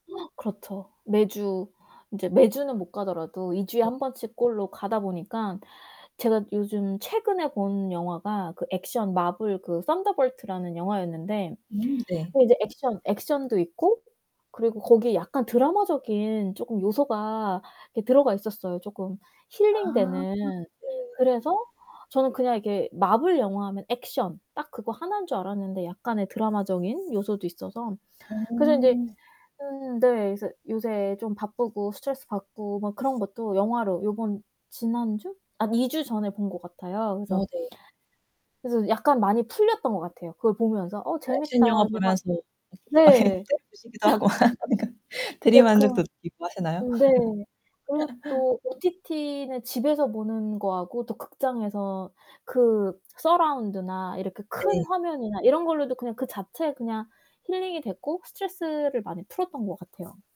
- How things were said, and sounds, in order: gasp; distorted speech; laughing while speaking: "막 이 때려 부시기도 하고 하니까"; laugh; laugh
- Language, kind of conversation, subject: Korean, unstructured, 영화는 우리의 감정에 어떤 영향을 미칠까요?
- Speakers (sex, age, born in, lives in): female, 30-34, South Korea, United States; female, 45-49, South Korea, United States